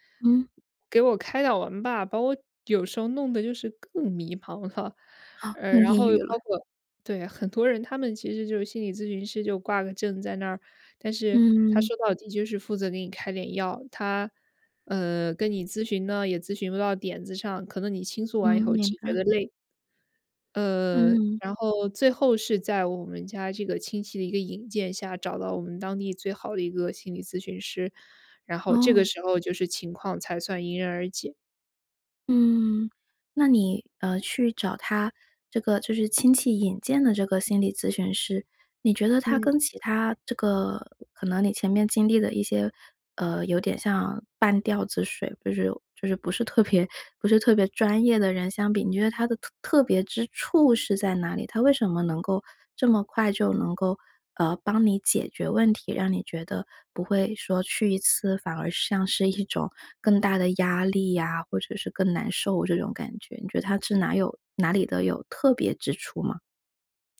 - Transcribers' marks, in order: laughing while speaking: "茫了"
- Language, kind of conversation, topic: Chinese, podcast, 你怎么看待寻求专业帮助？